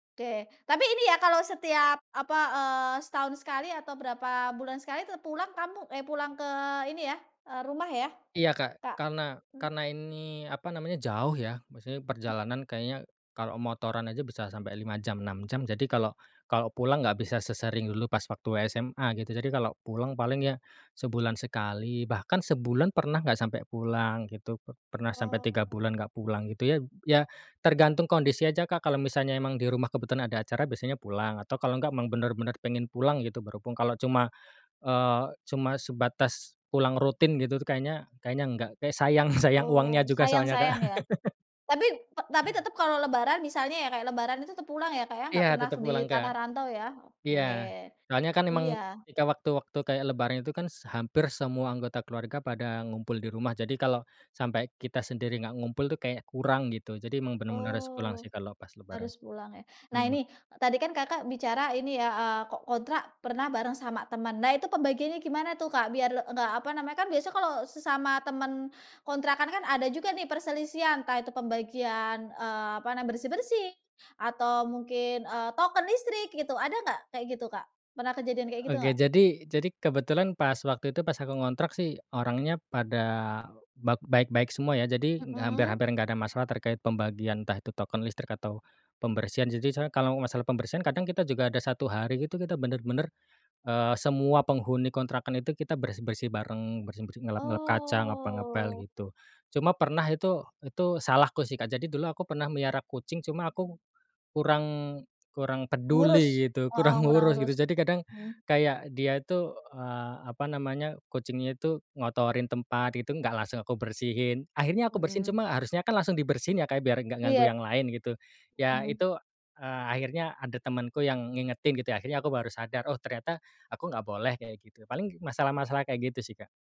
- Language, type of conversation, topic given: Indonesian, podcast, Pernahkah kamu pindah dan tinggal sendiri untuk pertama kalinya, dan bagaimana rasanya?
- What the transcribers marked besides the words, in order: chuckle; laugh